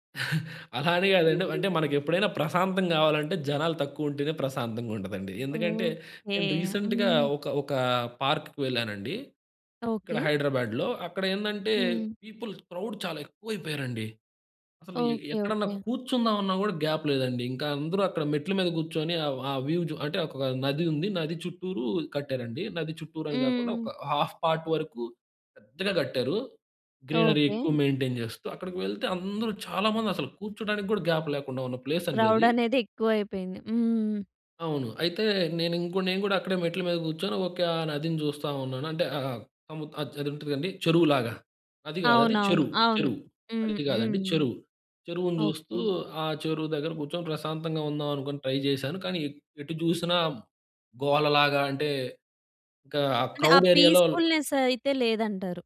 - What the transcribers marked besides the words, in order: chuckle; in English: "రీసెంట్‌గా"; in English: "పీపుల్ క్రౌడ్"; in English: "గ్యాప్"; in English: "వ్యూ"; in English: "హాల్ఫ్ పార్ట్"; in English: "గ్రీనరీ"; in English: "మెయింటైన్"; in English: "గ్యాప్"; in English: "ప్లేస్"; in English: "క్రౌడ్"; tapping; in English: "ట్రై"; in English: "క్రౌడ్ ఏరియాలో"; in English: "పీస్‌ఫుల్‌నెస్"
- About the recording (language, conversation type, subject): Telugu, podcast, మీకు నెమ్మదిగా కూర్చొని చూడడానికి ఇష్టమైన ప్రకృతి స్థలం ఏది?